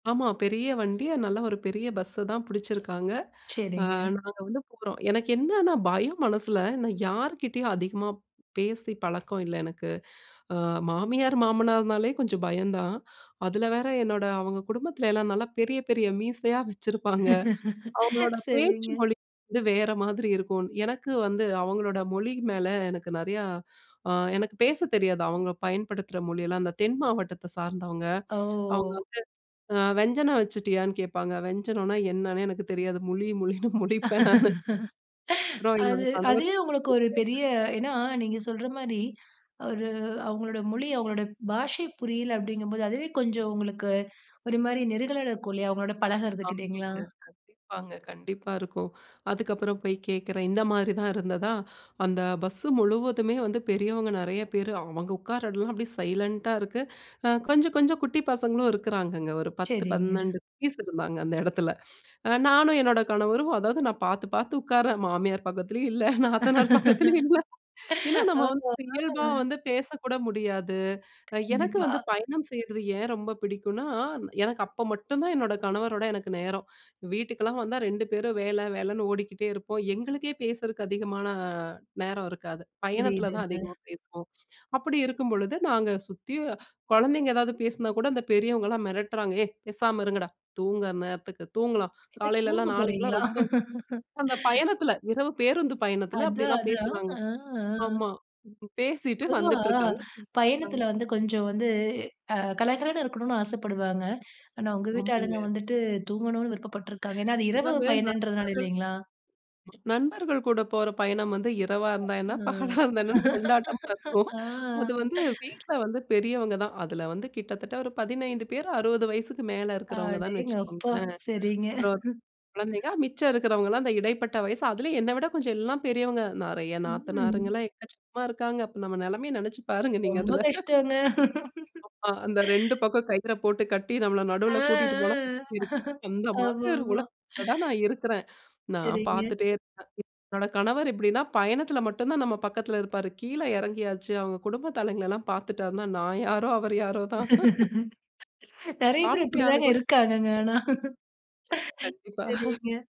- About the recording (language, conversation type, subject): Tamil, podcast, அந்த ஊருக்குச் சென்ற பயணத்தில் உங்களைச் சிரிக்க வைத்த சம்பவம் என்ன?
- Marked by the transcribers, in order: laugh; laughing while speaking: "சரிங்க"; laughing while speaking: "முழி, முழினு முழிப்பேன் நானு"; laugh; "நெருடலா" said as "நெருகலா"; in English: "சைலன்ட்"; laugh; laughing while speaking: "மாமியார் பக்கத்துலேயும் இல்ல. நாத்தனார் பக்கத்திலேயும் இல்ல"; other noise; unintelligible speech; laugh; laughing while speaking: "பகலா இருந்தா என்னன்னு கொண்டாட்டமா இருக்கும்"; unintelligible speech; laugh; laugh; laugh; chuckle; laugh; laugh; laugh; laugh; laughing while speaking: "இருக்காங்கங்க, ஆனா சரிங்க"; laughing while speaking: "கண்டிப்பா"